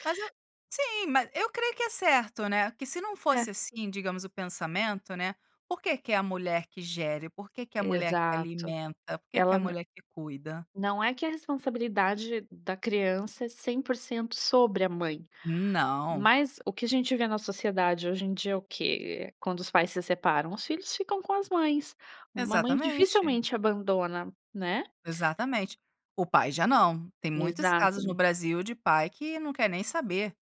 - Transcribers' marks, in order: none
- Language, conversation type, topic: Portuguese, podcast, Como decidir se é melhor ter filhos agora ou mais adiante?